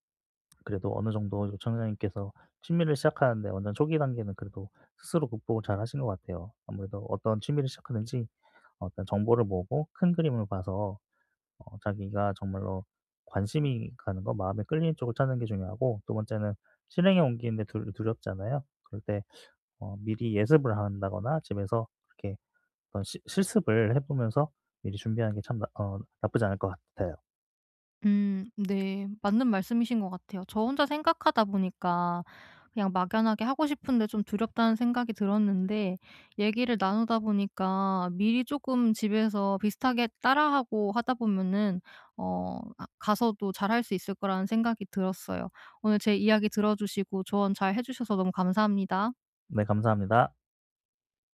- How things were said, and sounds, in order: lip smack; other background noise
- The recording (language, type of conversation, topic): Korean, advice, 새로운 취미를 시작하는 게 무서운데 어떻게 시작하면 좋을까요?